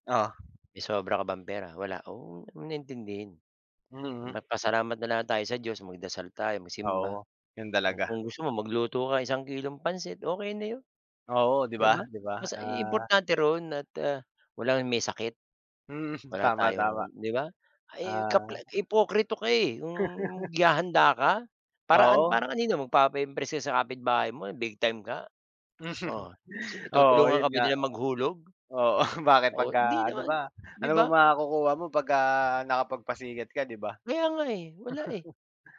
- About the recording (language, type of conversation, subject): Filipino, unstructured, Paano mo hinaharap ang stress kapag kapos ka sa pera?
- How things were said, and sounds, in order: other animal sound; laugh; laugh; tapping; laugh